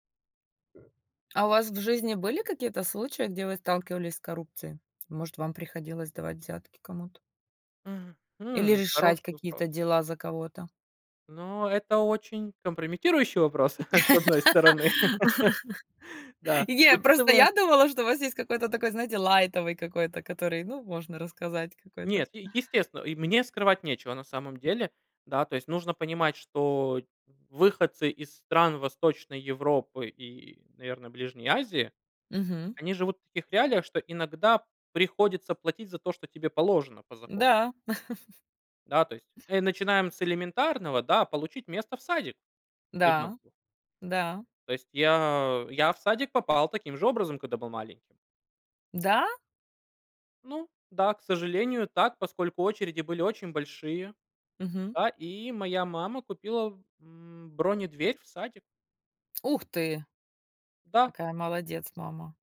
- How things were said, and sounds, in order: laugh; chuckle; other background noise; chuckle; tapping; chuckle; surprised: "Да?"
- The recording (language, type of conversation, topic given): Russian, unstructured, Как вы думаете, почему коррупция так часто обсуждается в СМИ?